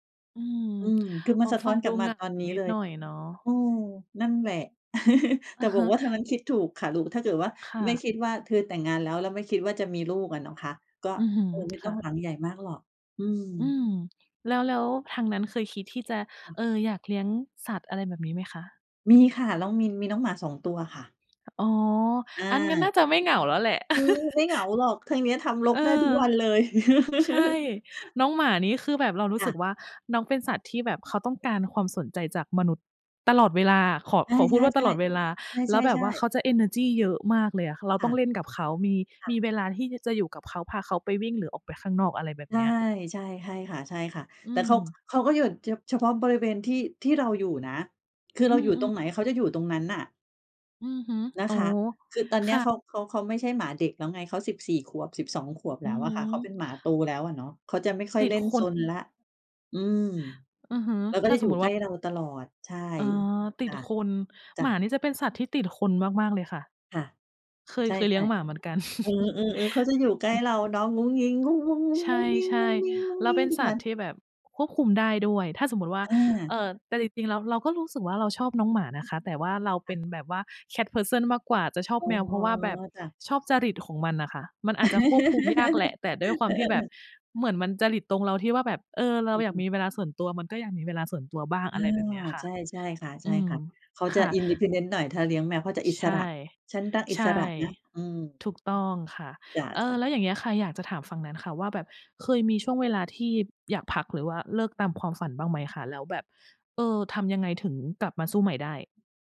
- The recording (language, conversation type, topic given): Thai, unstructured, อะไรคือแรงผลักดันที่ทำให้คุณไม่ยอมแพ้ต่อความฝันของตัวเอง?
- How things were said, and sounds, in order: chuckle; other background noise; other noise; chuckle; chuckle; chuckle; unintelligible speech; in English: "cat person"; chuckle; in English: "independent"